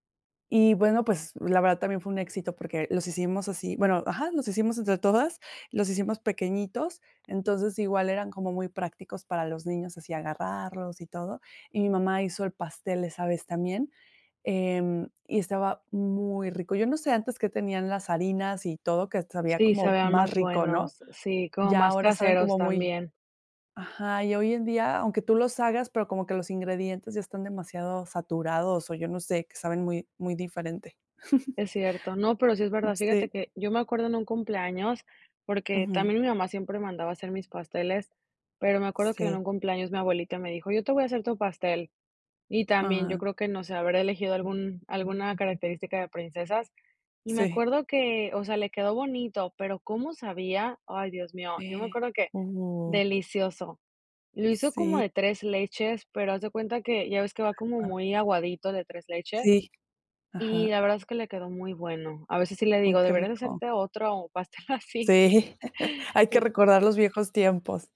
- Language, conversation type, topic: Spanish, podcast, ¿Qué comidas recuerdas de las fiestas de tu infancia?
- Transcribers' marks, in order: giggle; unintelligible speech; chuckle